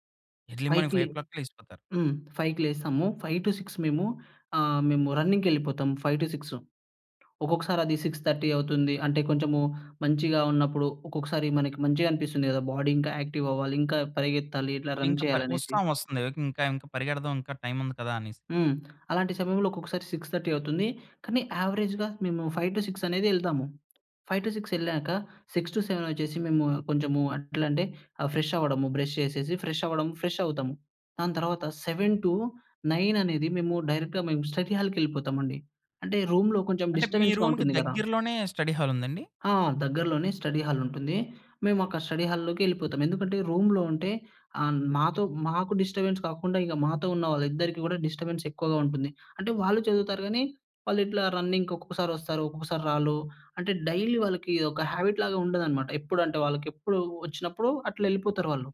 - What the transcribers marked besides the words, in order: in English: "ఎర్లీ మార్నింగ్ ఫైవ్ ఓ క్లాక్‌కి"; in English: "ఫైవ్‌కి"; in English: "ఫైవ్‌కి"; in English: "ఫైవ్ టూ సిక్స్"; in English: "రన్నింగ్‌కెళ్ళిపోతాము ఫైవ్ టూ సిక్సు"; in English: "సిక్స్ థర్టీ"; in English: "బాడీ"; in English: "యాక్టివ్"; in English: "రన్"; in English: "సిక్స్ థర్టీ"; in English: "అవరేజ్‌గా"; in English: "ఫైవ్ టూ సిక్స్"; tapping; in English: "ఫైవ్ టూ సిక్స్"; in English: "సిక్స్ టూ సెవెన్"; in English: "ఫ్రెష్"; in English: "బ్రష్"; in English: "ఫ్రెష్"; in English: "ఫ్రెష్"; in English: "సెవెన్ టూ నైన్"; in English: "డైరెక్ట్‌గా"; in English: "స్టడీ హాల్‌కెళ్ళిపోతాం"; in English: "రూమ్‌లో"; in English: "డిస్టర్బెన్స్‌గా"; in English: "రూమ్‌కి"; in English: "స్టడీ హాల్"; in English: "స్టడీ హాల్"; in English: "స్టడీ హాల్‌లోకెళ్ళిపోతాం"; in English: "రూమ్‌లో"; in English: "డిస్టర్బెన్స్"; in English: "డిస్టర్బెన్స్"; in English: "రన్నింగ్‌కి"; "రారు" said as "రా‌లు"; in English: "డైలీ"; in English: "హాబిట్"
- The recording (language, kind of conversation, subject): Telugu, podcast, పనిపై దృష్టి నిలబెట్టుకునేందుకు మీరు పాటించే రోజువారీ రొటీన్ ఏమిటి?